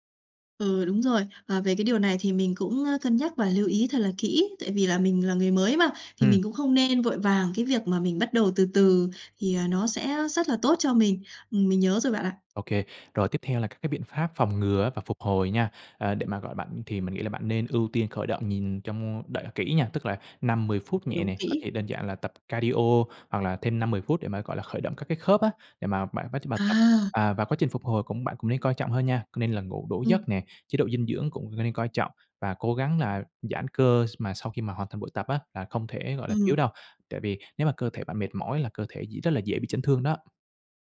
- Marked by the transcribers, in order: in English: "cardio"
- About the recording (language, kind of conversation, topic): Vietnamese, advice, Bạn lo lắng thế nào về nguy cơ chấn thương khi nâng tạ hoặc tập nặng?